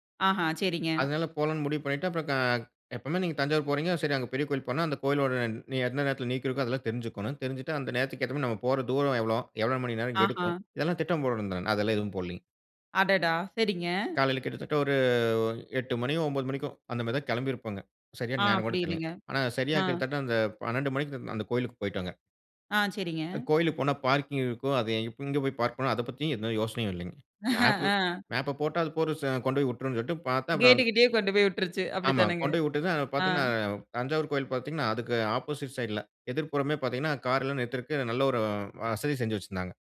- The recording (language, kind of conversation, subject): Tamil, podcast, சுற்றுலாவின் போது வழி தவறி அலைந்த ஒரு சம்பவத்தைப் பகிர முடியுமா?
- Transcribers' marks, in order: drawn out: "ஒரு"; laughing while speaking: "அ"; laughing while speaking: "கேட்டுகிட்டேயே கொண்டு போய் விட்டுருச்சு"